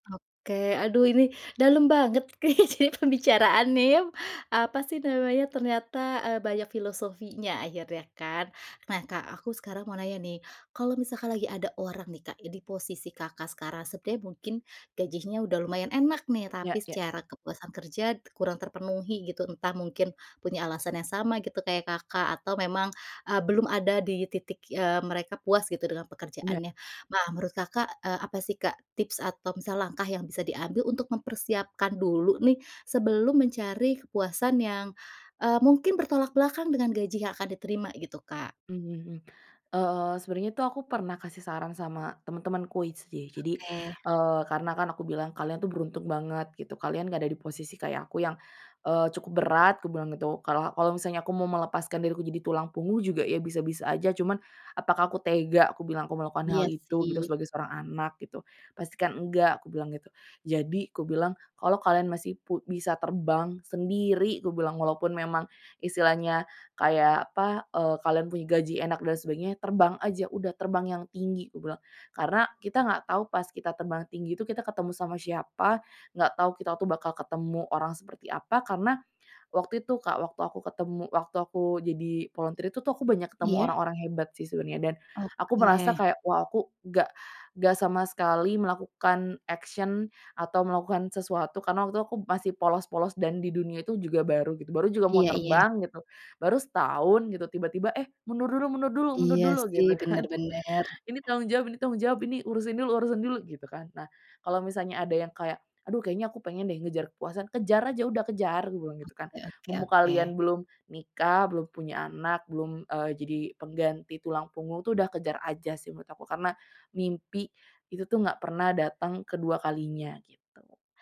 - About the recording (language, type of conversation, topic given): Indonesian, podcast, Bagaimana kamu mempertimbangkan gaji dan kepuasan kerja?
- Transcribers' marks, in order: laughing while speaking: "kayaknya pembicaraannya"; tapping; in English: "aitch-dee"; in English: "action"; laughing while speaking: "kan"